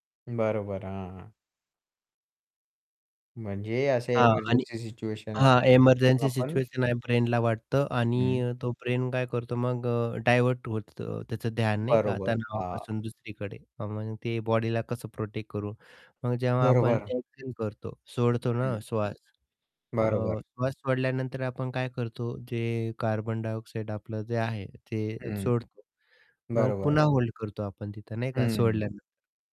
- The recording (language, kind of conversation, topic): Marathi, podcast, दिवसात तणाव कमी करण्यासाठी तुमची छोटी युक्ती काय आहे?
- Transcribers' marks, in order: distorted speech; static; in English: "ब्रेनला"; in English: "ब्रेन"; tapping